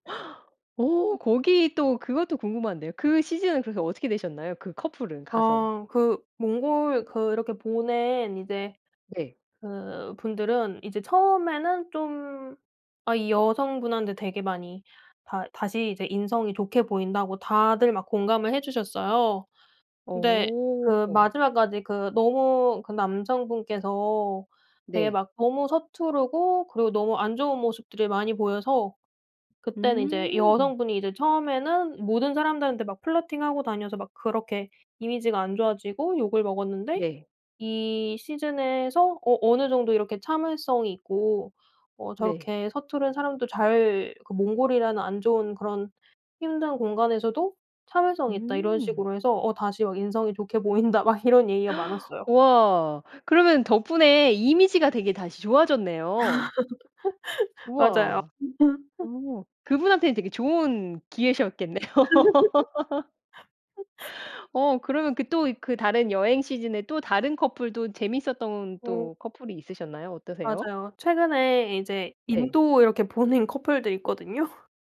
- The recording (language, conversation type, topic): Korean, podcast, 누군가에게 추천하고 싶은 도피용 콘텐츠는?
- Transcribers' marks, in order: gasp; in English: "플러팅하고"; tapping; laughing while speaking: "보인다"; gasp; laugh; laugh; laugh; laugh